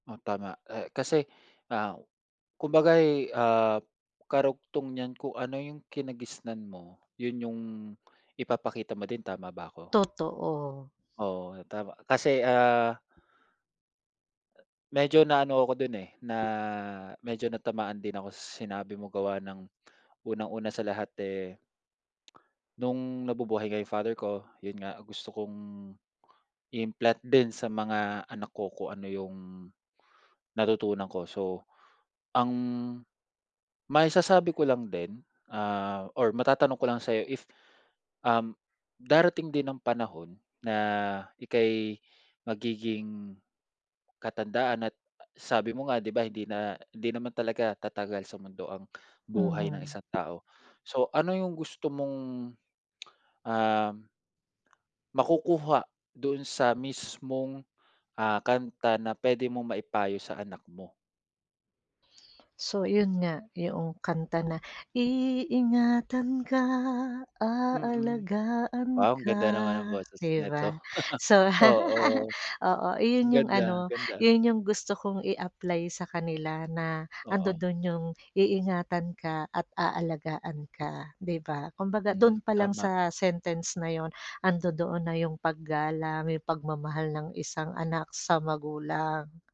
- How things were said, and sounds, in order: tapping; tongue click; other background noise; tongue click; singing: "Iingatan ka, aalagaan ka"; laugh; chuckle
- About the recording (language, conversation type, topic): Filipino, podcast, Anong kanta ang nagbigay sa’yo ng lakas sa mahirap na panahon?
- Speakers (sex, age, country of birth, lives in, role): female, 40-44, Philippines, Philippines, guest; male, 30-34, Philippines, Philippines, host